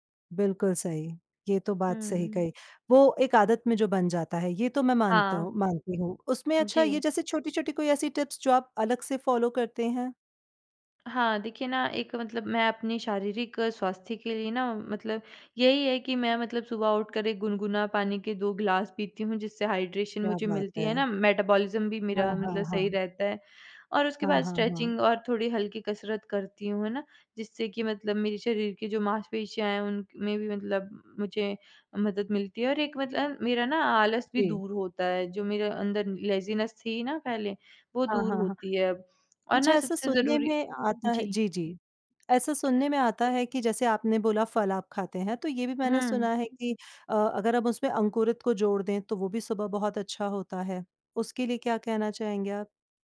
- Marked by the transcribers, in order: in English: "टिप्स"; in English: "फॉलो"; in English: "हाइड्रेशन"; in English: "मेटाबॉलिज़्म"; in English: "स्ट्रेचिंग"; in English: "लेज़ीनेस"; tapping; other noise
- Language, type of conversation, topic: Hindi, podcast, सुबह उठते ही आपकी पहली स्वास्थ्य आदत क्या होती है?
- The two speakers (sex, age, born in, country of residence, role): female, 18-19, India, India, guest; female, 35-39, India, India, host